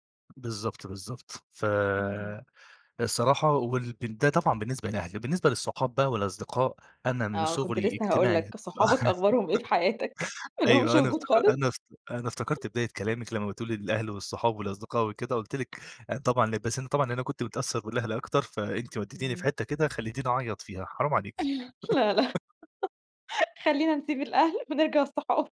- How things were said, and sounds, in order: tapping; laugh; laughing while speaking: "ما لهُمش وجود خالص؟"; chuckle; laugh; laughing while speaking: "خلّينا نسيب الأهل ونرجع الصحاب"; laugh
- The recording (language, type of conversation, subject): Arabic, podcast, إيه دور أهلك وصحابك في دعمك وقت الشدة؟